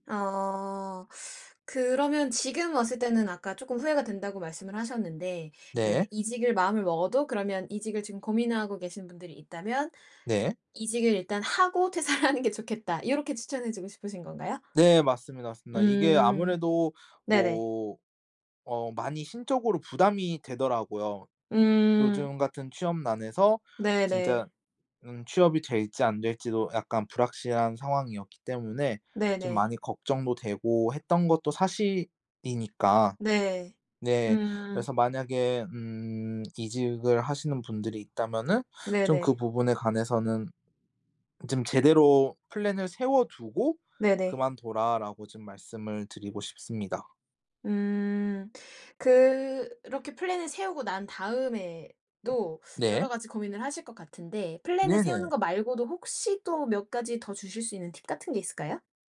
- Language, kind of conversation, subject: Korean, podcast, 직업을 바꾸게 된 계기가 무엇이었나요?
- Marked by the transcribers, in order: laughing while speaking: "퇴사를 하는 게"; tapping; in English: "플랜을"; other background noise; in English: "플랜을"; in English: "플랜을"